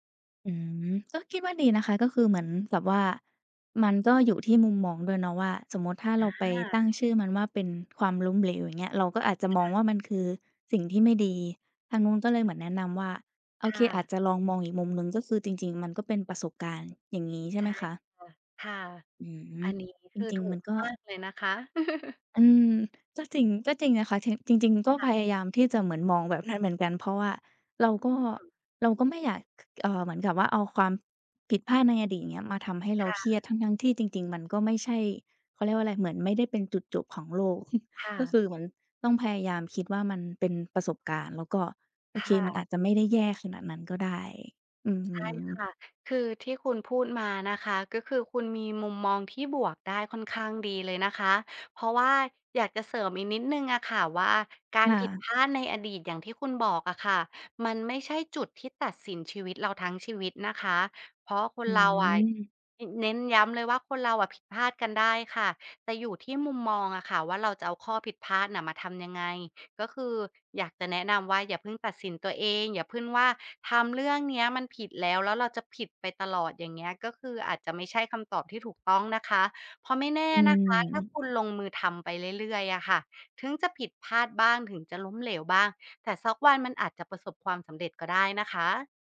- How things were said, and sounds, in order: other background noise; tapping; chuckle; chuckle
- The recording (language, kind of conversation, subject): Thai, advice, คุณรู้สึกกลัวความล้มเหลวจนไม่กล้าเริ่มลงมือทำอย่างไร
- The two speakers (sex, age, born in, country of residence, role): female, 20-24, Thailand, Thailand, user; female, 35-39, Thailand, Thailand, advisor